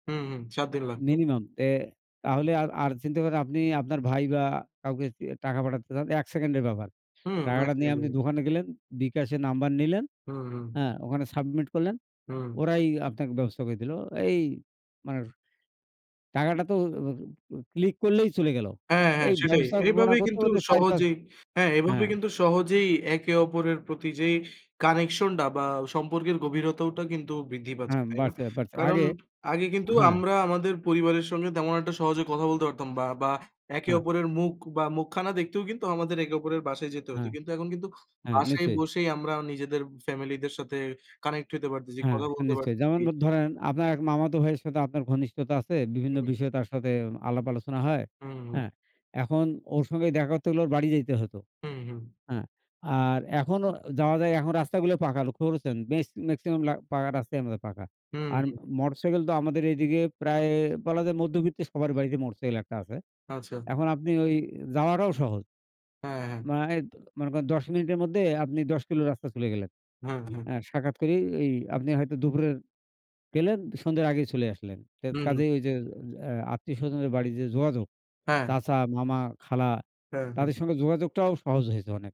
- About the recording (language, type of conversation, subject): Bengali, unstructured, প্রযুক্তি আপনার জীবনে কীভাবে পরিবর্তন এনেছে?
- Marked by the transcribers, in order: tapping; other background noise; "বেশ" said as "বেচ"; "মানে" said as "মায়ে"